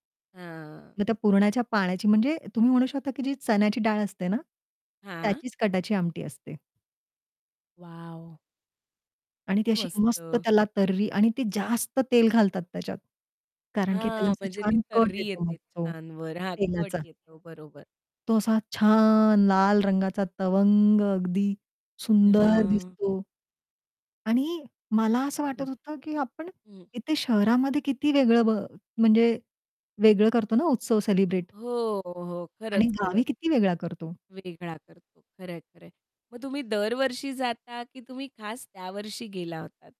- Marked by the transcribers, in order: static; distorted speech; drawn out: "छान"; drawn out: "तवंग"
- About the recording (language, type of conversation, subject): Marathi, podcast, तुम्ही एखाद्या स्थानिक उत्सवात सहभागी झाला असाल, तर तुम्हाला सर्वात जास्त काय लक्षात राहिले?